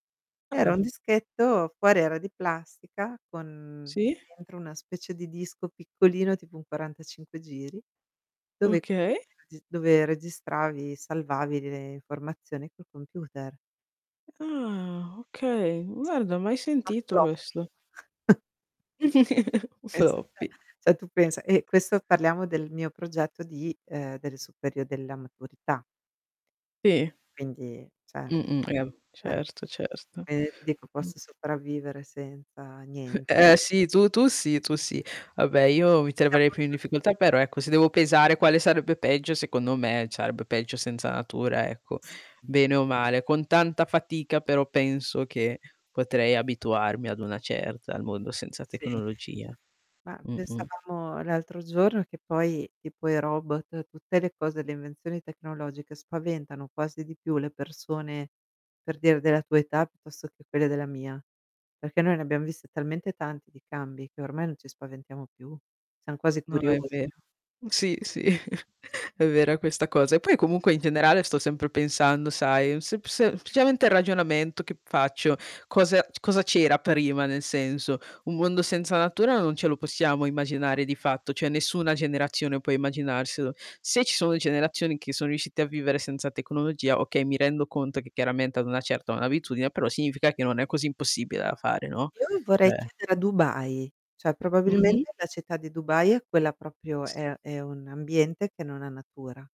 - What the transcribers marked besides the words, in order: static; distorted speech; tapping; other background noise; unintelligible speech; chuckle; "cioè" said as "ceh"; "Sì" said as "ì"; "cioè" said as "ceh"; unintelligible speech; chuckle; unintelligible speech; laughing while speaking: "sì"; "semplicemente" said as "sencemente"; "cioè" said as "ceh"; unintelligible speech; "Cioè" said as "ceh"; "proprio" said as "propio"
- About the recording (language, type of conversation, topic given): Italian, unstructured, Preferiresti vivere in un mondo senza tecnologia o in un mondo senza natura?